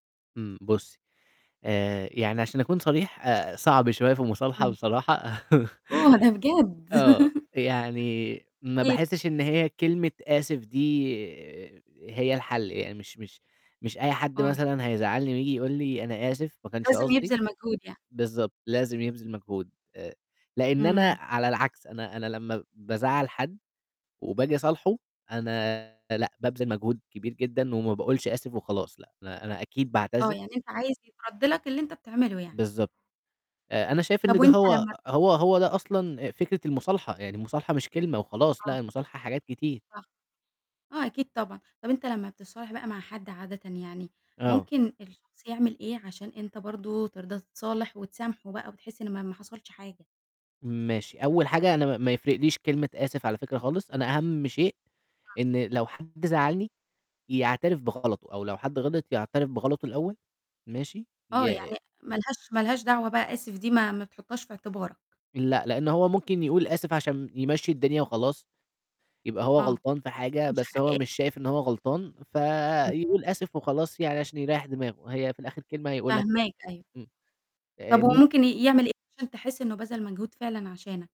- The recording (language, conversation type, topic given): Arabic, podcast, إيه اللي ممكن يخلّي المصالحة تكمّل وتبقى دايمة مش تهدئة مؤقتة؟
- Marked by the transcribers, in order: distorted speech; laugh; unintelligible speech; other background noise; other noise